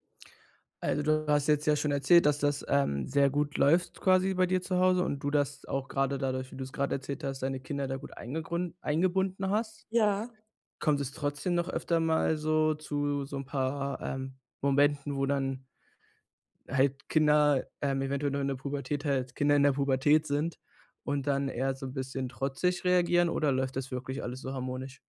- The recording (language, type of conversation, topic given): German, podcast, Wie teilt ihr zu Hause die Aufgaben und Rollen auf?
- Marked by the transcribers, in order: other background noise